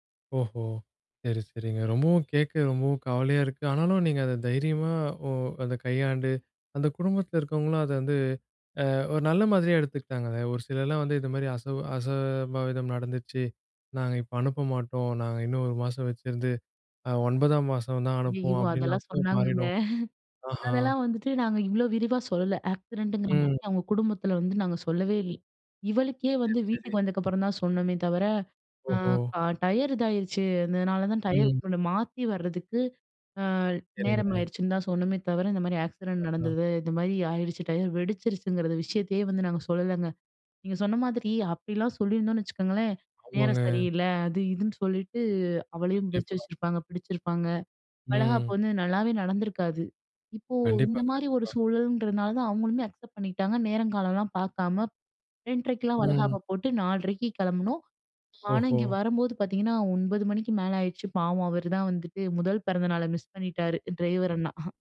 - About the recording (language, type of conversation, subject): Tamil, podcast, வழியில் உங்களுக்கு நடந்த எதிர்பாராத ஒரு சின்ன விபத்தைப் பற்றி சொல்ல முடியுமா?
- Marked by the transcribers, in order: tapping; other background noise; in English: "அக்செப்ட்"; chuckle